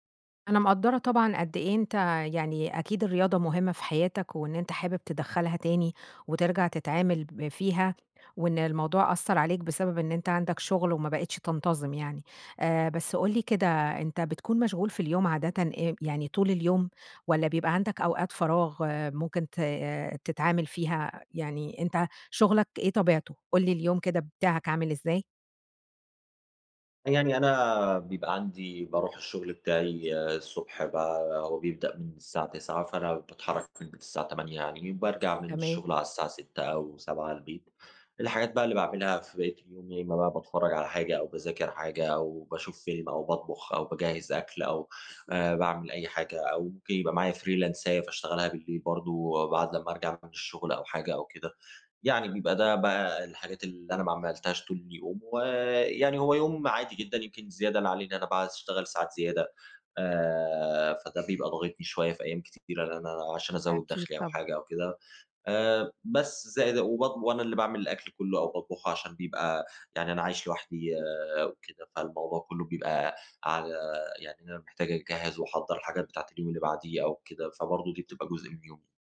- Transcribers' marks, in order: other background noise; in English: "فريلانساية"
- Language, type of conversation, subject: Arabic, advice, إزاي أقدر ألتزم بالتمرين بشكل منتظم رغم إنّي مشغول؟